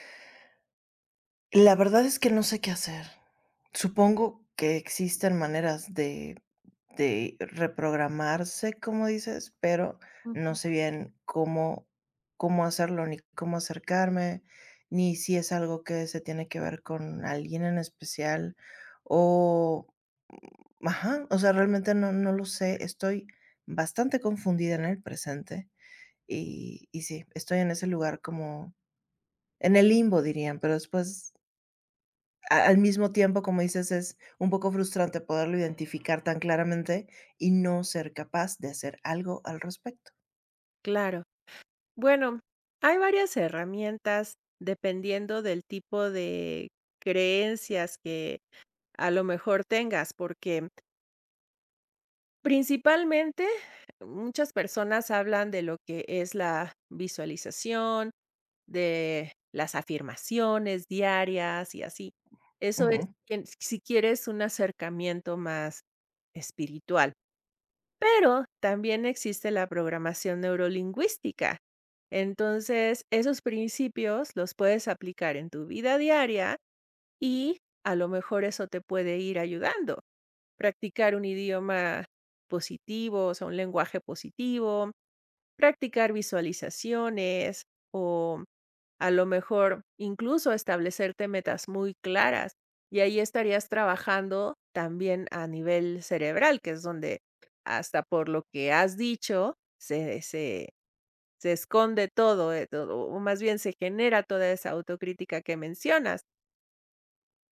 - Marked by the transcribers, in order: other background noise; tapping
- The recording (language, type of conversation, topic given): Spanish, advice, ¿Cómo puedo manejar mi autocrítica constante para atreverme a intentar cosas nuevas?